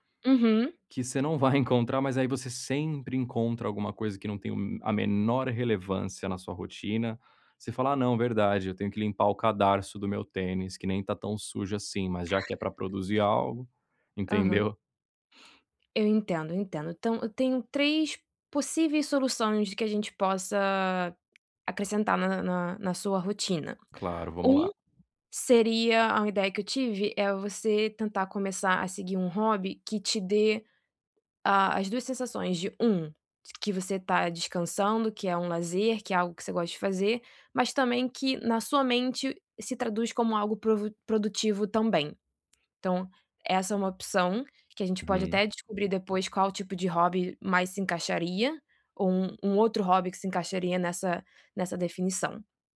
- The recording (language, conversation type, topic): Portuguese, advice, Como posso relaxar e aproveitar meu tempo de lazer sem me sentir culpado?
- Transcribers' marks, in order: tapping